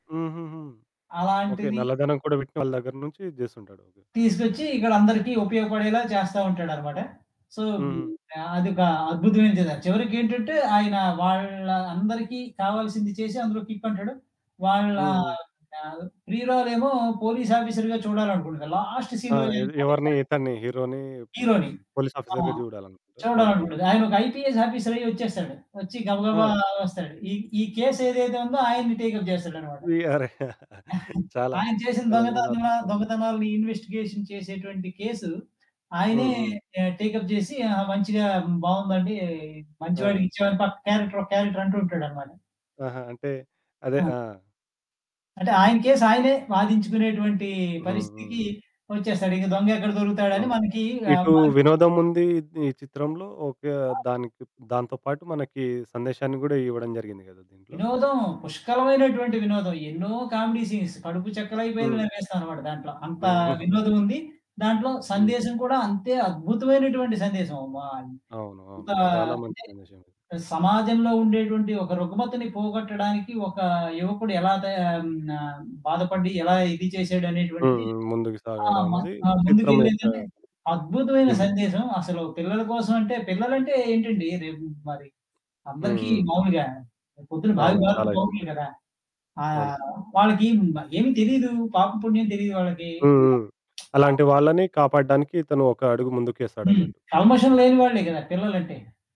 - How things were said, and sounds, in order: static; in English: "సో"; in English: "కిక్"; in English: "ఆఫీసర్‌గా"; in English: "లాస్ట్ సీన్‌లో"; in English: "ఆఫీసర్"; in English: "ఆఫీసర్‌గా"; in English: "ఐపీఎస్"; in English: "టేక్ అప్"; chuckle; in English: "ఇన్‌వెస్టిగేషన్"; in English: "టేక్ అప్"; in English: "క్యారెక్టర్"; in English: "క్యారెక్టర్"; chuckle; unintelligible speech; in English: "కామెడీ సీన్స్"; laughing while speaking: "హ్మ్"; other background noise
- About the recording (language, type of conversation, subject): Telugu, podcast, వినోదం, సందేశం మధ్య సమతుల్యాన్ని మీరు ఎలా నిలుపుకుంటారు?